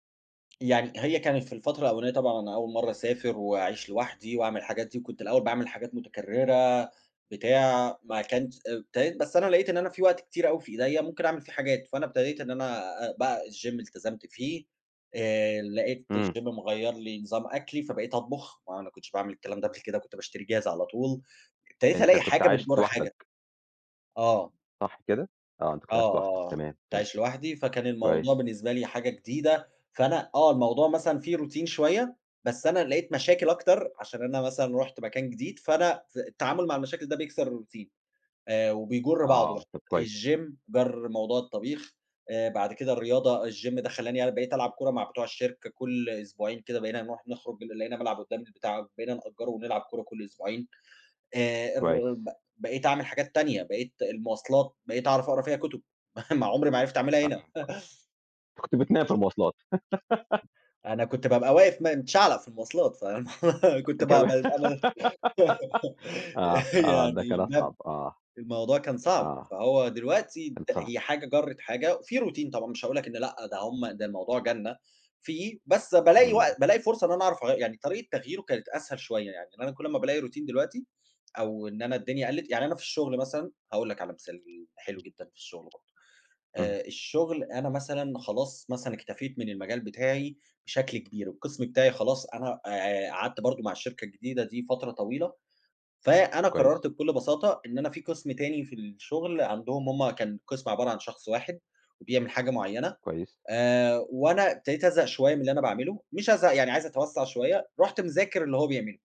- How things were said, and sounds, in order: in English: "الGym"; in English: "الGym"; tapping; other background noise; in English: "Routine"; in English: "الRoutine"; in English: "الGym"; in English: "الGym"; chuckle; laugh; laugh; laughing while speaking: "كمان"; unintelligible speech; laugh; in English: "Routine"; in English: "Routine"
- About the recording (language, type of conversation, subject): Arabic, podcast, إزاي بتتعامل مع الروتين اللي بيقتل حماسك؟